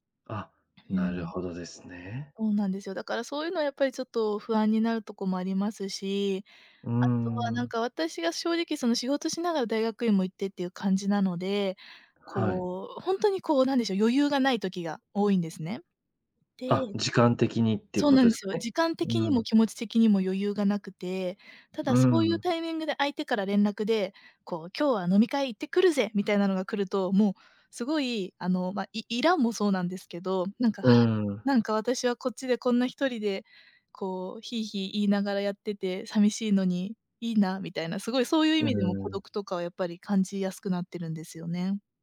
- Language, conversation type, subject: Japanese, advice, 長距離恋愛で不安や孤独を感じるとき、どうすれば気持ちが楽になりますか？
- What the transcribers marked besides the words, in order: throat clearing